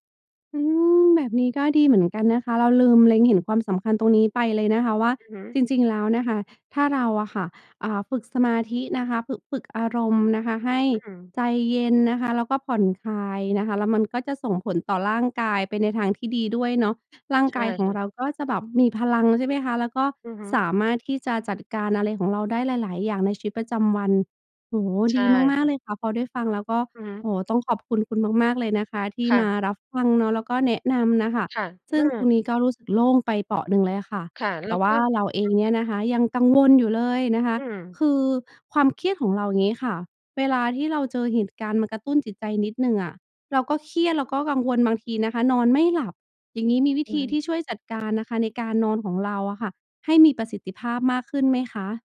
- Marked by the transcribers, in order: none
- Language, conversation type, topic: Thai, advice, ฉันควรทำอย่างไรเมื่อเครียดแล้วกินมากจนควบคุมตัวเองไม่ได้?